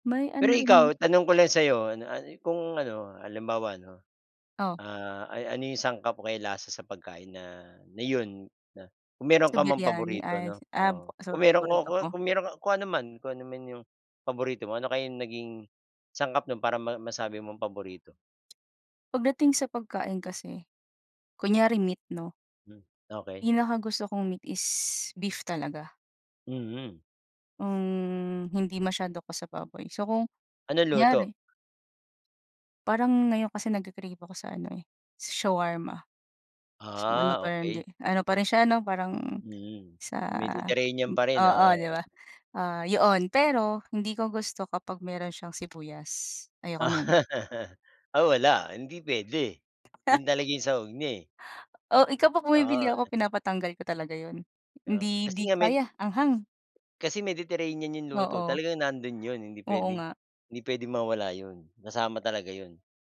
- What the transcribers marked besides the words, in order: drawn out: "is"; in English: "Mediterranean"; chuckle; scoff; unintelligible speech
- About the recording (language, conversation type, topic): Filipino, unstructured, Ano ang pinaka-masarap o pinaka-kakaibang pagkain na nasubukan mo?